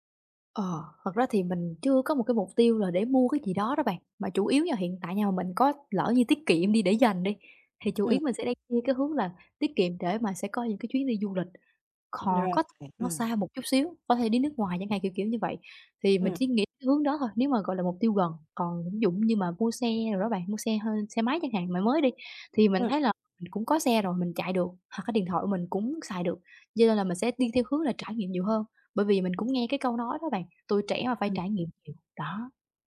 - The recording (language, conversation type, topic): Vietnamese, advice, Làm sao để cân bằng giữa việc hưởng thụ hiện tại và tiết kiệm dài hạn?
- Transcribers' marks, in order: other background noise; tapping